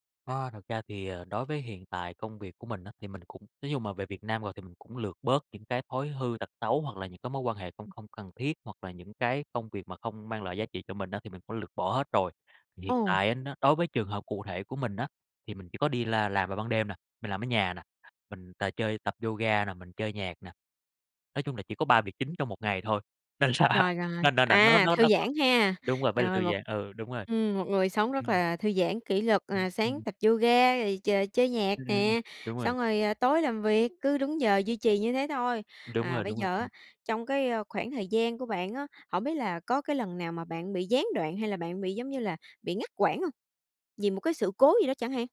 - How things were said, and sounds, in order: tapping; other background noise; laughing while speaking: "Nên là"
- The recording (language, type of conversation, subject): Vietnamese, podcast, Bạn quản lý thời gian như thế nào để duy trì thói quen?